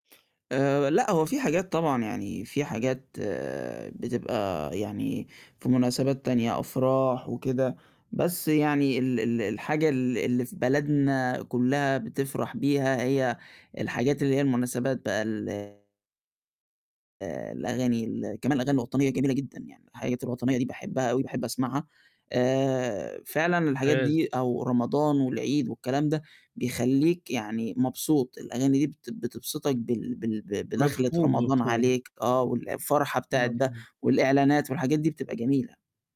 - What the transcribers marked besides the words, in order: distorted speech; "ممتاز" said as "تاز"
- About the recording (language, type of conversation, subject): Arabic, podcast, إيه أغاني المناسبات اللي عندكم في البلد، وليه بتحبوها؟